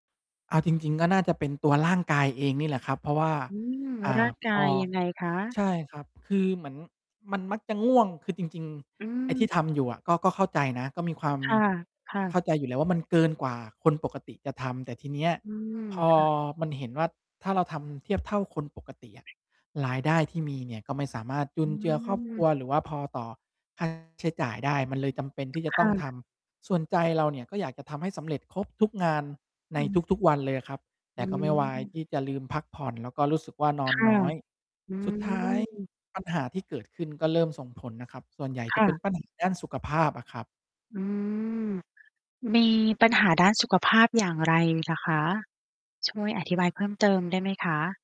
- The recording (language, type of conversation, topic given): Thai, advice, คุณควรจัดสรรเวลาทำงานที่ต้องใช้สมาธิสูงให้สมดุลกับชีวิตส่วนตัวยังไงดี?
- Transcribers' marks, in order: tapping; unintelligible speech; mechanical hum; distorted speech